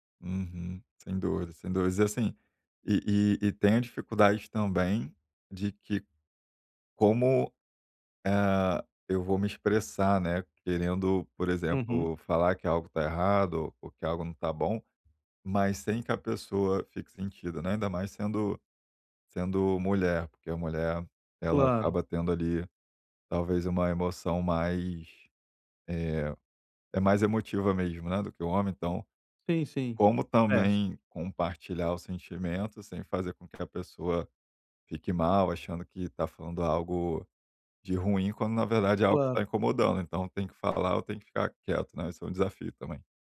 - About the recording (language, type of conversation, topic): Portuguese, advice, Como posso dar feedback sem magoar alguém e manter a relação?
- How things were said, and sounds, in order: none